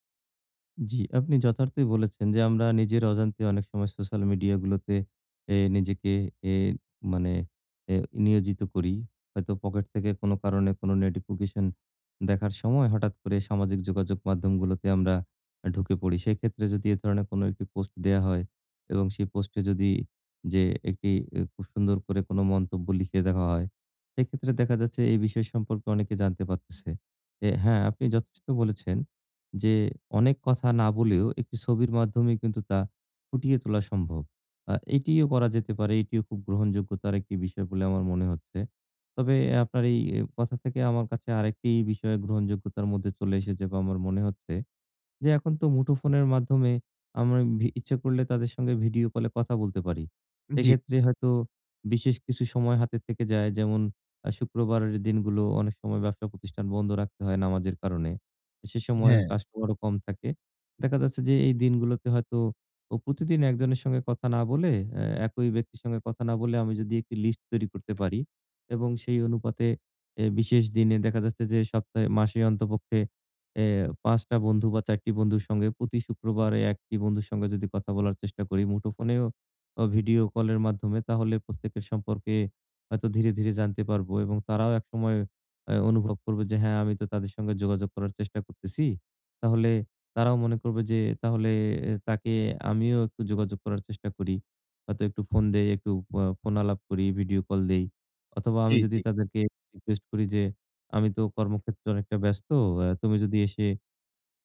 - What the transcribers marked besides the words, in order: "নোটিফিকেশন" said as "নেটিফিকেশন"; "অন্ততপক্ষে" said as "অন্তপক্ষে"
- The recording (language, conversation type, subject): Bengali, advice, আমি কীভাবে আরও স্পষ্ট ও কার্যকরভাবে যোগাযোগ করতে পারি?